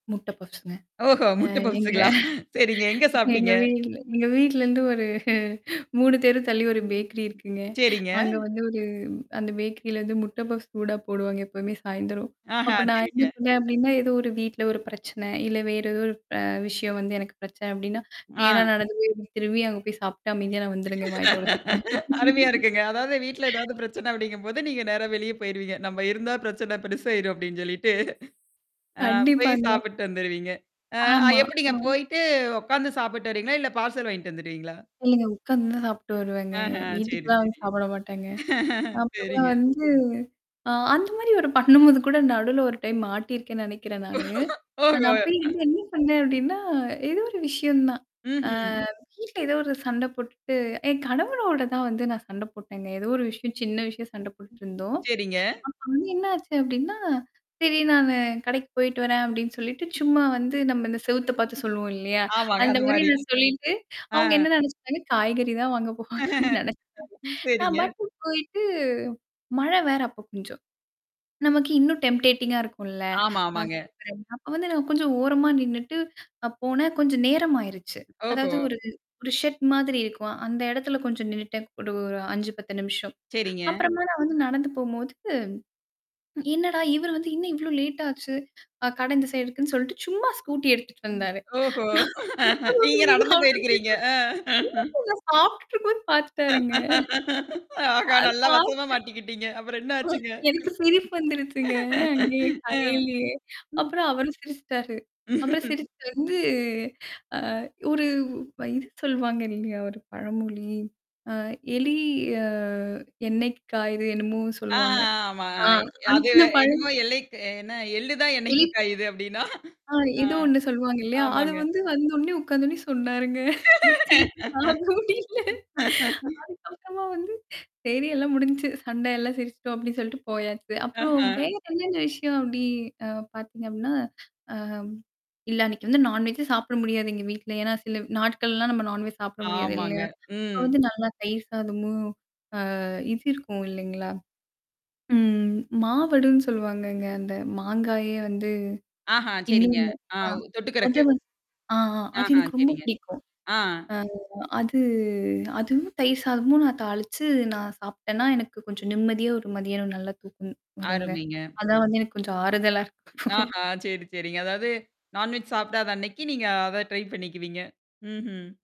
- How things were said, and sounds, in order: static; laughing while speaking: "எங்க எங்க வீட்ல எங்க வீட்லருந்து"; chuckle; distorted speech; laugh; laughing while speaking: "அருமையா இருக்குங்க. அதாவது வீட்ல ஏதாவது … பெருசாயிரும் அப்படின்னு சொல்லிட்டு"; laugh; laughing while speaking: "கண்டிப்பாங்க"; in English: "பார்சல்"; laugh; laughing while speaking: "சரிங்க"; laughing while speaking: "ஓஹோ!"; tapping; mechanical hum; laugh; laughing while speaking: "காய்கறி தான் வாங்க போவாங்க. அப்டின்னு நினைச்சேன்"; in English: "டெம்பேட்டிங்கா"; laugh; laughing while speaking: "நீங்க நடந்து போயிருக்கிறீங்க. அ"; laugh; laughing while speaking: "ஆஹா! நல்லா வசமா மாட்டிக்கிட்டீங்க. அப்புறம் என்ன ஆச்சுங்க?"; unintelligible speech; laugh; laughing while speaking: "எனக்கு சிரிப்பு வந்துருச்சுங்க. அங்கேயே கடையிலயே அப்புறம் அவரும் சிரிச்சுட்டாரு"; laugh; chuckle; laugh; laughing while speaking: "சிரிப்பு தாங்க முடியல"; in English: "நான்வெஜே"; in English: "நான்வெஜ்"; drawn out: "அது"; laugh; in English: "நான்வெஜ்"; in English: "ட்ரை"
- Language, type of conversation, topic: Tamil, podcast, உங்களுக்கு ஆறுதல் தரும் உணவு எது, அது ஏன் உங்களுக்கு ஆறுதலாக இருக்கிறது?